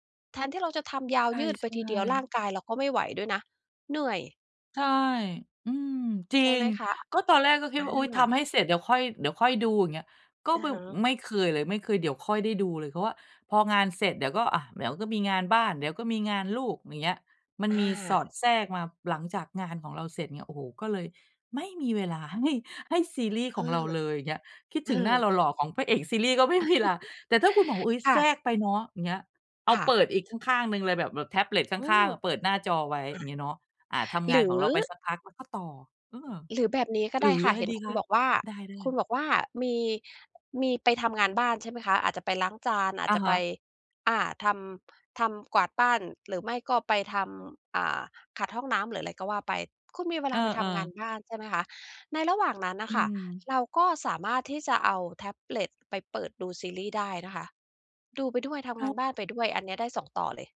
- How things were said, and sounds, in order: "แบบ" said as "บึบ"; laughing while speaking: "ก็ไม่มีลา"; chuckle; tapping
- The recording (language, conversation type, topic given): Thai, advice, จะเริ่มจัดสรรเวลาให้ได้ทำงานอดิเรกที่ชอบอย่างไรดี?